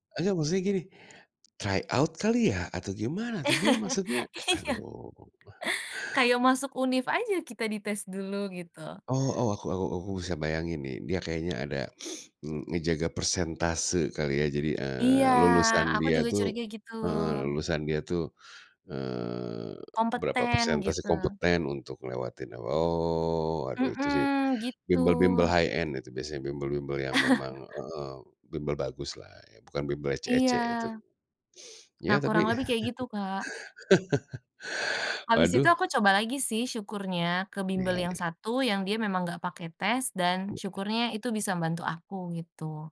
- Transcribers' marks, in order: tapping; in English: "try out"; laugh; laughing while speaking: "Iya"; other background noise; snort; in English: "high end"; chuckle; laugh
- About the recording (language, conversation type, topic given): Indonesian, podcast, Pernahkah kamu mengalami kegagalan dan belajar dari pengalaman itu?
- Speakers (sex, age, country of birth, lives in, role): female, 20-24, Indonesia, Indonesia, guest; male, 40-44, Indonesia, Indonesia, host